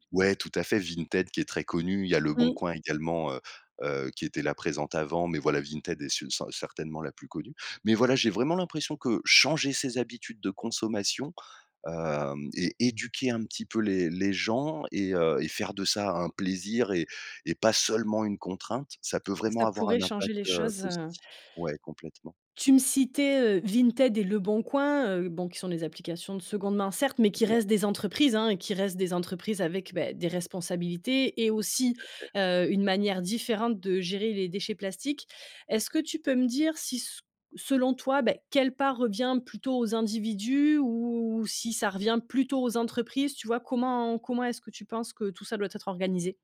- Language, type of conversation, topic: French, podcast, Comment peut-on réduire les déchets plastiques au quotidien, selon toi ?
- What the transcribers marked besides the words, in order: stressed: "changer"; stressed: "seulement"